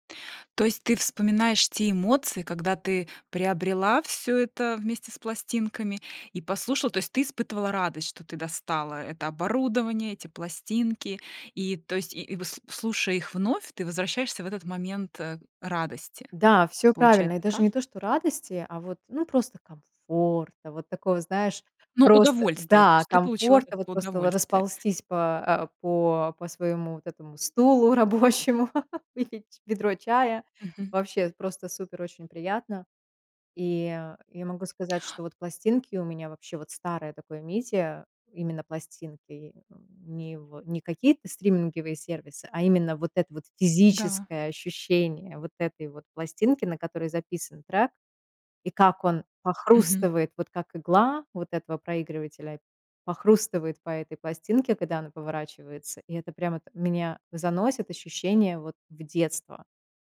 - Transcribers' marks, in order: laughing while speaking: "стулу рабочему"; laugh; in English: "media"
- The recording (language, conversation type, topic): Russian, podcast, Куда вы обычно обращаетесь за музыкой, когда хочется поностальгировать?